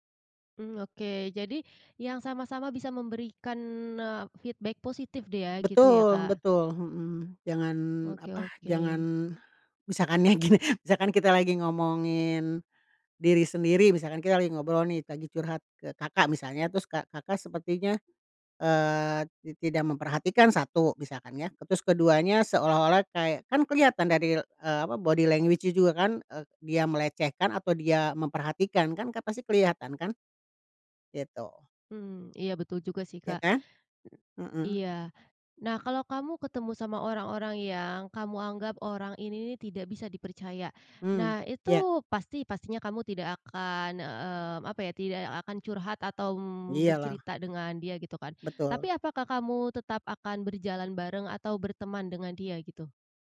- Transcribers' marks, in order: in English: "feedback"; laughing while speaking: "ya gini"; in English: "body language-nya"
- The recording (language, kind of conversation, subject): Indonesian, podcast, Menurutmu, apa tanda awal kalau seseorang bisa dipercaya?